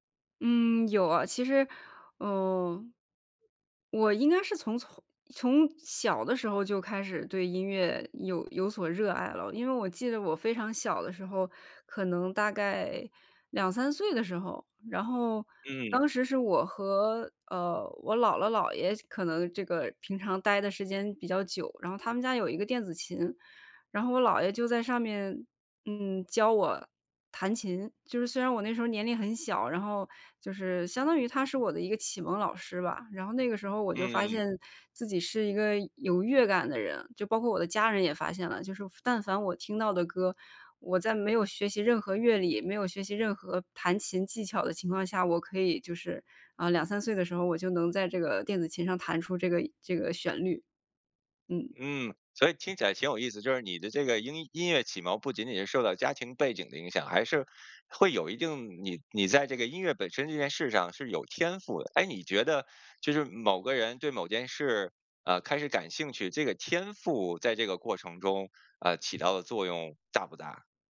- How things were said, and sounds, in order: none
- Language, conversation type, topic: Chinese, podcast, 你对音乐的热爱是从哪里开始的？